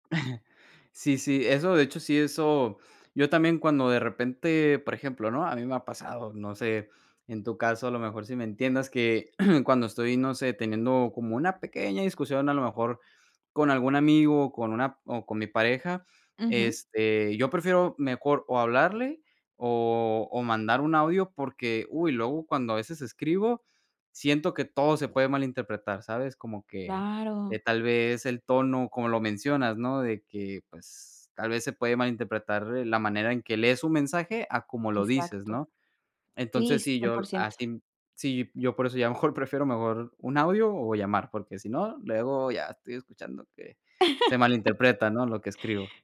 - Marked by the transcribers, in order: chuckle; throat clearing; laughing while speaking: "mejor"; chuckle
- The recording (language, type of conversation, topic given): Spanish, podcast, ¿Qué impacto tienen las redes sociales en las relaciones familiares?